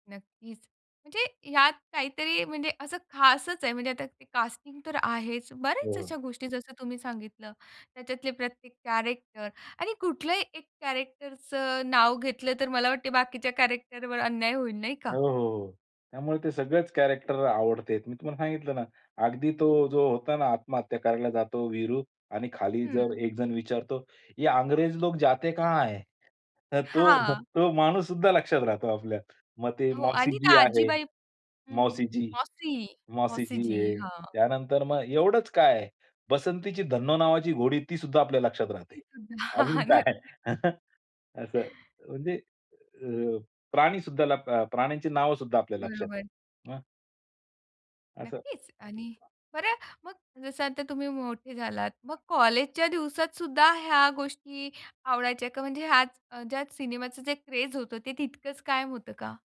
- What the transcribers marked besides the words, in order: in English: "कास्टिंग"; tapping; in English: "कॅरेक्टर"; in English: "कॅरेक्टरचं"; in English: "कॅरेक्टरवर"; in English: "कॅरेक्टर"; in Hindi: "ये अंग्रेज लोक जाते कहां है?"; laughing while speaking: "हां"; laughing while speaking: "तो"; unintelligible speech; laughing while speaking: "हां, हां. नक्कीच"; laughing while speaking: "काय?"; chuckle; laugh; other background noise
- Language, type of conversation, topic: Marathi, podcast, तुमच्या आठवणीत सर्वात ठळकपणे राहिलेला चित्रपट कोणता, आणि तो तुम्हाला का आठवतो?